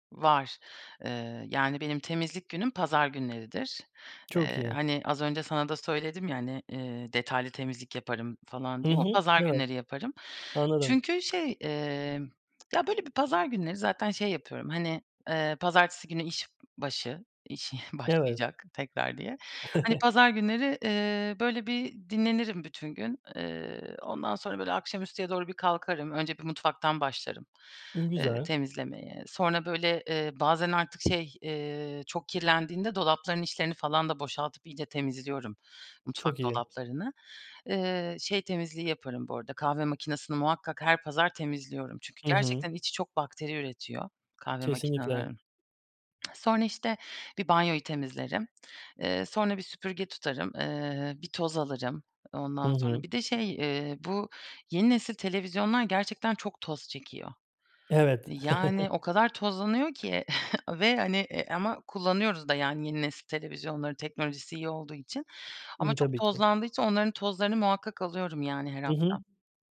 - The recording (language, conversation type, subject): Turkish, podcast, Haftalık temizlik planını nasıl oluşturuyorsun?
- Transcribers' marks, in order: other background noise; laughing while speaking: "iş başlayacak"; chuckle; tapping; tsk; chuckle